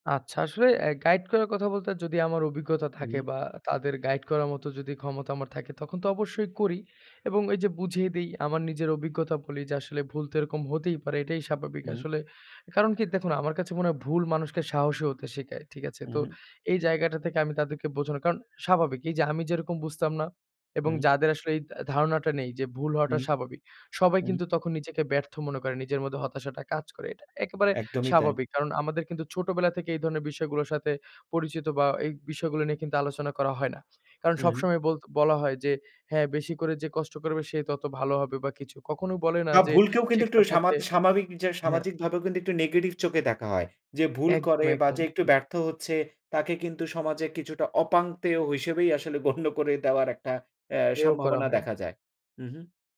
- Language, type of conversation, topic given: Bengali, podcast, শেখার সময় ভুলকে তুমি কীভাবে দেখো?
- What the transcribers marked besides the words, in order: none